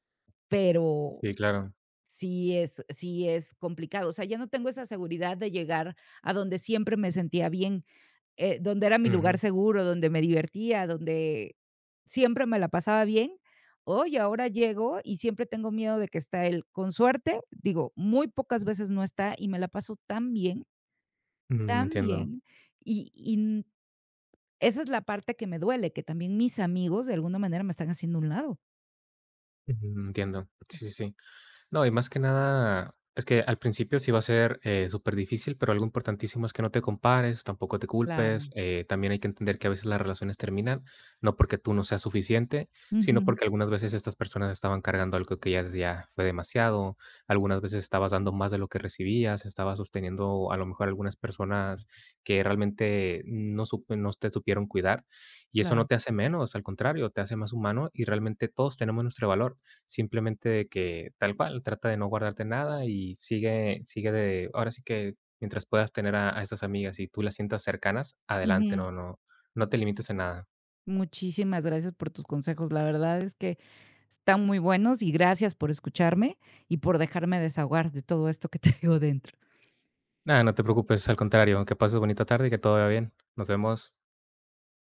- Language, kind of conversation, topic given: Spanish, advice, ¿Cómo puedo recuperar la confianza en mí después de una ruptura sentimental?
- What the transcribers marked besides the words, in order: tapping; other background noise; other noise; laughing while speaking: "traigo"